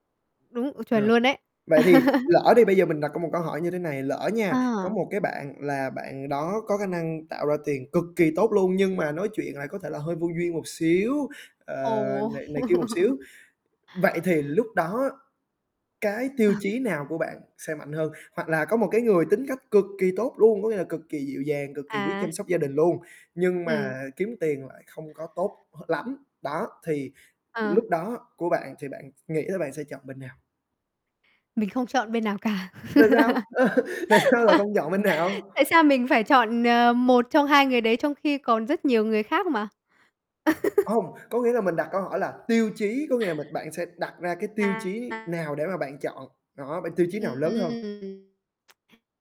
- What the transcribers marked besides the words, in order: laugh; tapping; laugh; laughing while speaking: "Ờ"; distorted speech; static; laugh; laughing while speaking: "Tại"; laugh; other background noise; laugh
- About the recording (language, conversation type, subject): Vietnamese, podcast, Bạn chọn bạn đời dựa trên những tiêu chí nào?